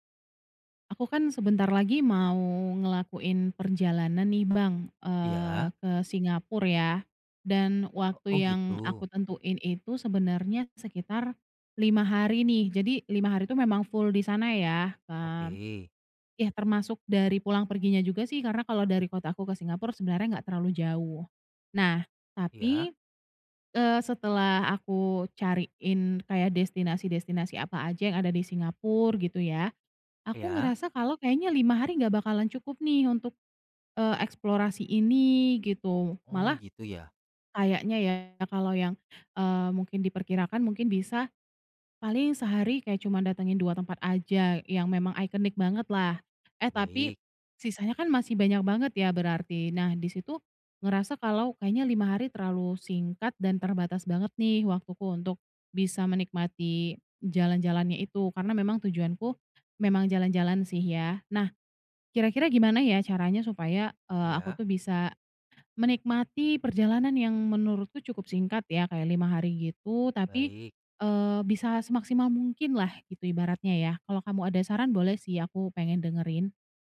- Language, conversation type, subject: Indonesian, advice, Bagaimana cara menikmati perjalanan singkat saat waktu saya terbatas?
- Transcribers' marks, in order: "Singapura" said as "Singapur"; "Singapura" said as "Singapur"; "Singapura" said as "Singapur"; in English: "iconic"